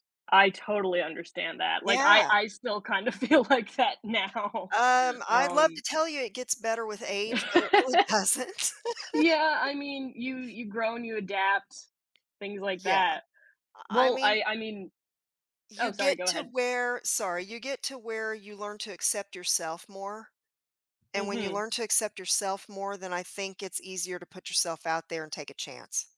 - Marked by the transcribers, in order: laughing while speaking: "feel like that now"; other background noise; chuckle; laughing while speaking: "doesn't"; tapping
- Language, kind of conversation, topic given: English, unstructured, How do your dreams influence the direction of your life?
- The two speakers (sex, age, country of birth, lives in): female, 20-24, United States, United States; female, 55-59, United States, United States